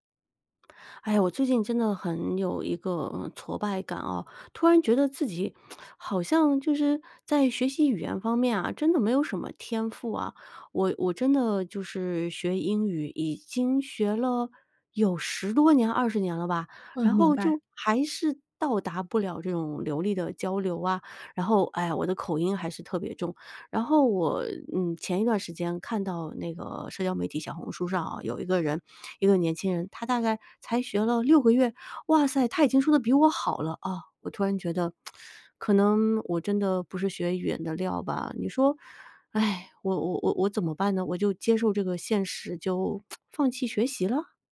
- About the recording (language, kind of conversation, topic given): Chinese, advice, 為什麼我會覺得自己沒有天賦或價值？
- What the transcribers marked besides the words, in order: other background noise; tsk; surprised: "哇塞，他已经说得比我好了"; tsk; sigh; tsk